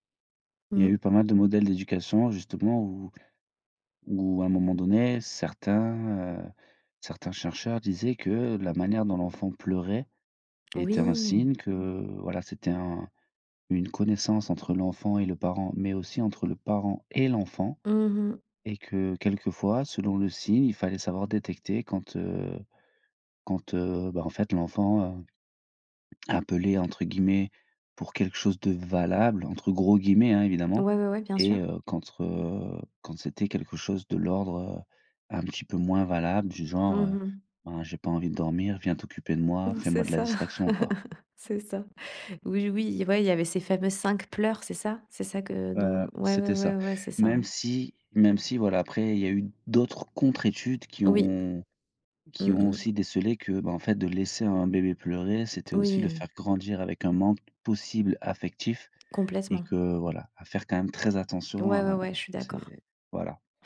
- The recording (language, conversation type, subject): French, podcast, Comment se déroule le coucher des enfants chez vous ?
- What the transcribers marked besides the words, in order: stressed: "et"; laugh; stressed: "très"